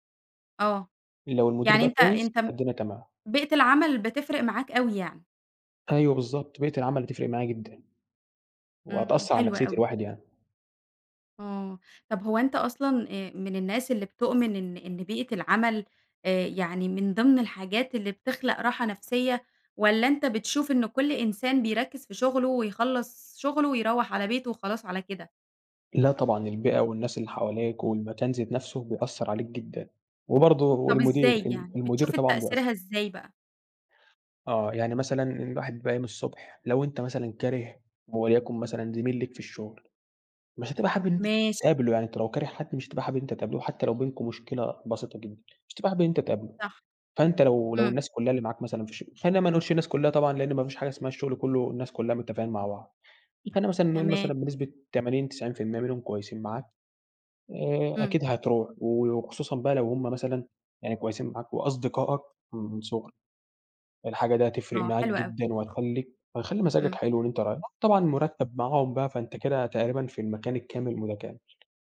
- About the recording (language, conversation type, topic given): Arabic, podcast, إزاي تختار بين شغفك وبين مرتب أعلى؟
- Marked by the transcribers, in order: tapping